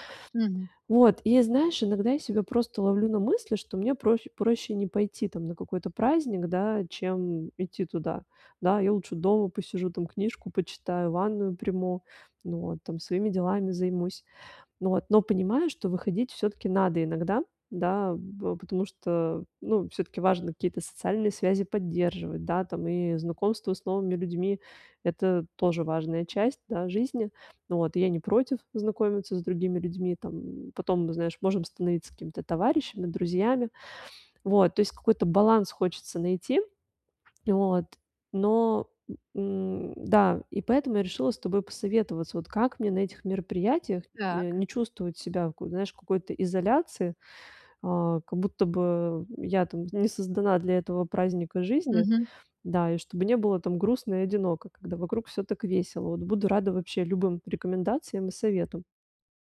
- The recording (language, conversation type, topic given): Russian, advice, Как справиться с чувством одиночества и изоляции на мероприятиях?
- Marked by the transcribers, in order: tapping; other noise